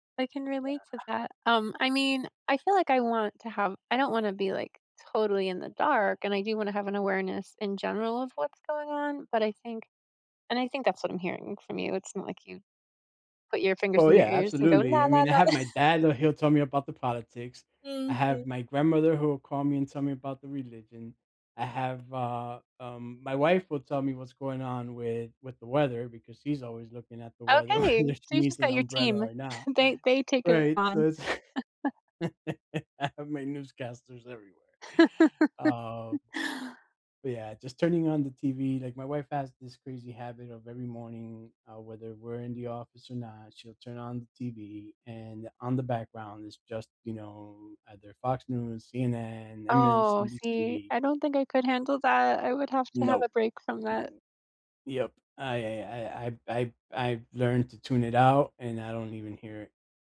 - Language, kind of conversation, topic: English, unstructured, What helps you stay informed on busy days and feel more connected with others?
- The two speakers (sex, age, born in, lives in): female, 55-59, United States, United States; male, 40-44, United States, United States
- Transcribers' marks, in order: chuckle; tapping; singing: "la, la, la"; laughing while speaking: "la"; chuckle; laughing while speaking: "whether"; chuckle; laugh